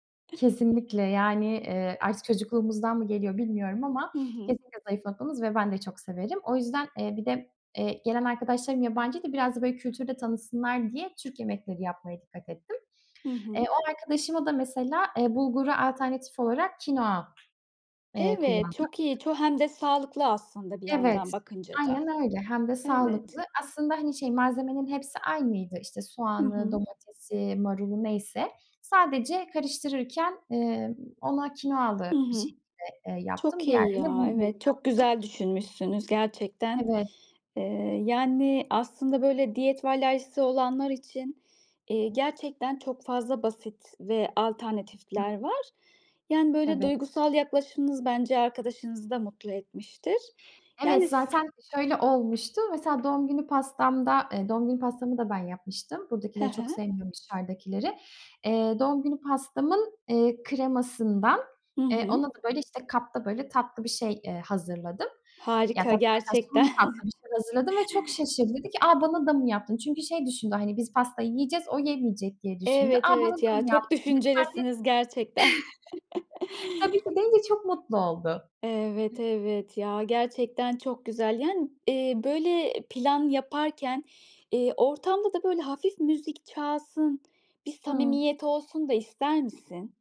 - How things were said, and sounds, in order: other background noise; tapping; chuckle; chuckle
- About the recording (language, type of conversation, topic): Turkish, podcast, Misafir ağırlamayı nasıl planlarsın?
- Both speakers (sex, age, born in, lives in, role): female, 30-34, Turkey, Portugal, guest; female, 35-39, Turkey, Austria, host